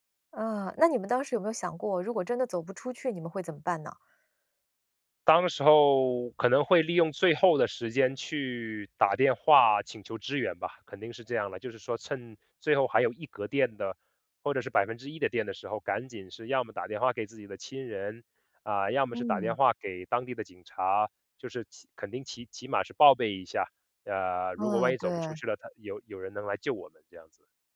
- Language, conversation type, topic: Chinese, podcast, 你最难忘的一次迷路经历是什么？
- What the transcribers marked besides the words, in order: none